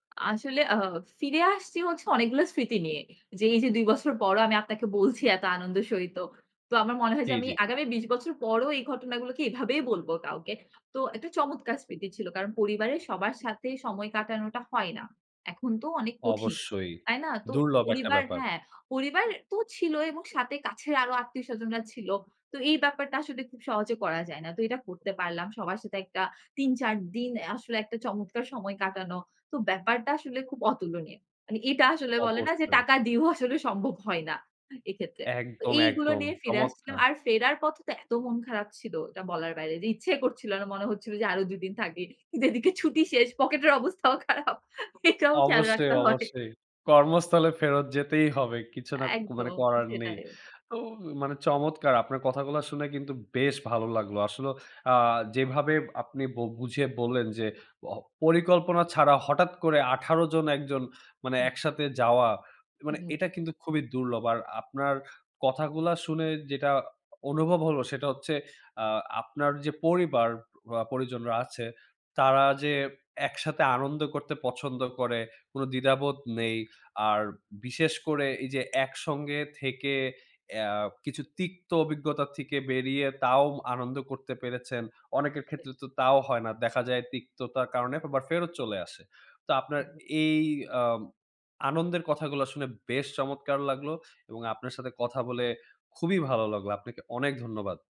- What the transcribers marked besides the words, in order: none
- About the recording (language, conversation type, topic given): Bengali, podcast, একটা স্মরণীয় ভ্রমণের গল্প বলতে পারবেন কি?